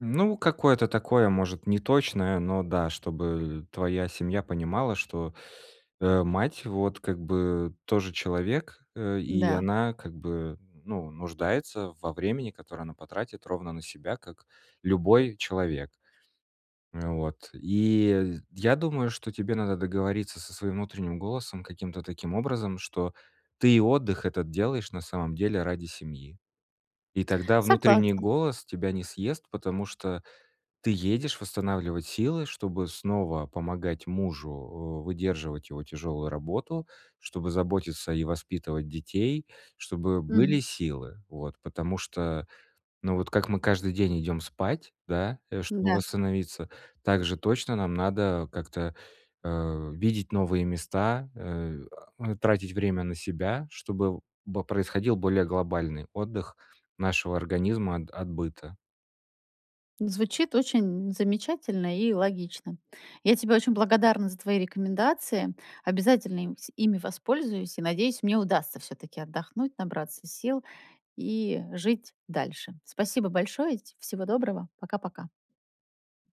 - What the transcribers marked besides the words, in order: other background noise
- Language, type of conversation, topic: Russian, advice, Как мне лучше распределять время между работой и отдыхом?